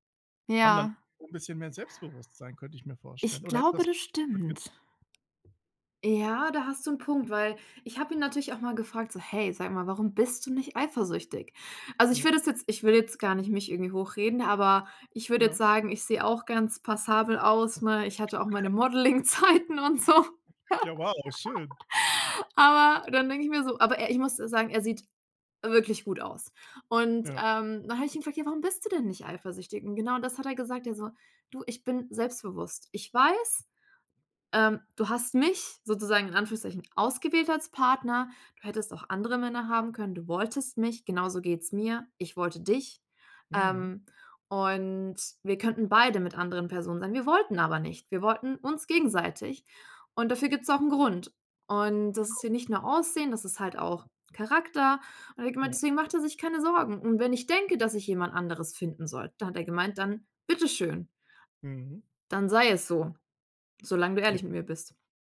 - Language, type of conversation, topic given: German, unstructured, Wie reagierst du, wenn dein Partner eifersüchtig ist?
- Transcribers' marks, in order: tapping; unintelligible speech; chuckle; laughing while speaking: "Modelling-Zeiten und so"; giggle; laughing while speaking: "Ja; wow, schön"; unintelligible speech